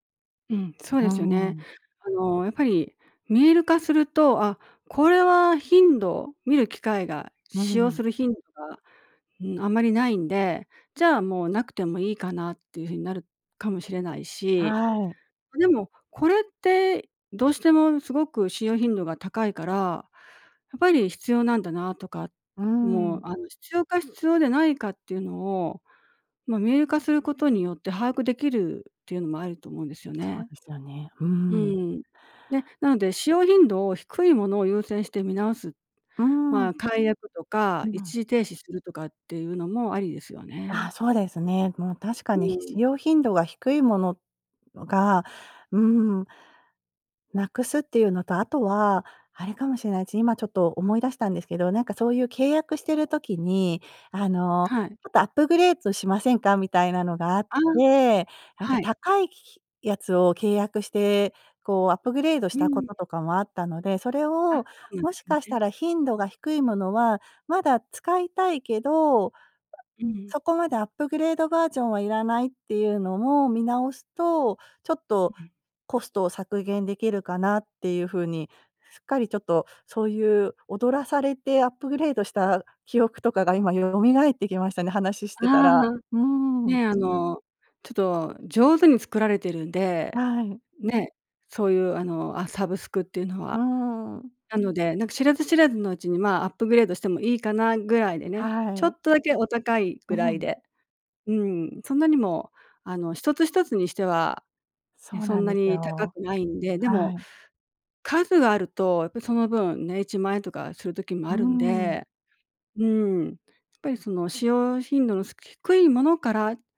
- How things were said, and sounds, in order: tapping; other background noise; in English: "アップグレードバージョン"; background speech
- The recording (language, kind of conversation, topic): Japanese, advice, 毎月の定額サービスの支出が増えているのが気になるのですが、どう見直せばよいですか？